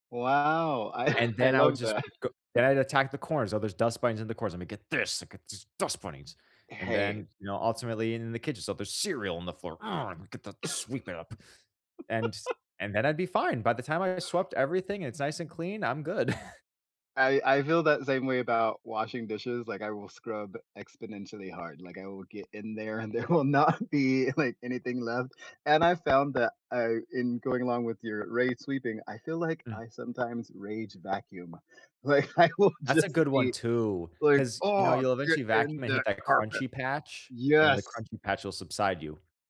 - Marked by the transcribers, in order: chuckle; laughing while speaking: "that"; chuckle; put-on voice: "I'm gonna get this! I get these dust bunnies!"; put-on voice: "So there's cereal on the … sweep it up"; laugh; chuckle; laughing while speaking: "and there will not be, like"; other background noise; laughing while speaking: "Like, I will just be"; put-on voice: "Oh, get in that carpet"
- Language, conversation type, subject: English, unstructured, What are healthy ways to express anger or frustration?